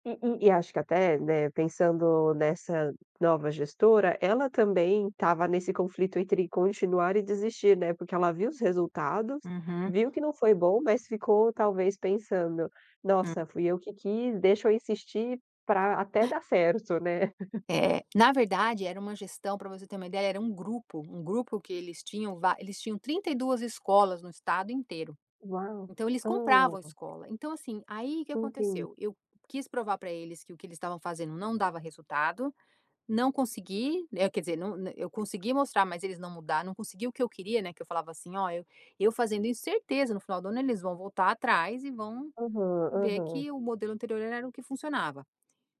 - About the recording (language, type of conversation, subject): Portuguese, podcast, Como você decide quando continuar ou desistir?
- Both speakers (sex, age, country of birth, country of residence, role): female, 30-34, Brazil, Sweden, host; female, 50-54, United States, United States, guest
- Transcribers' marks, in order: other background noise; laugh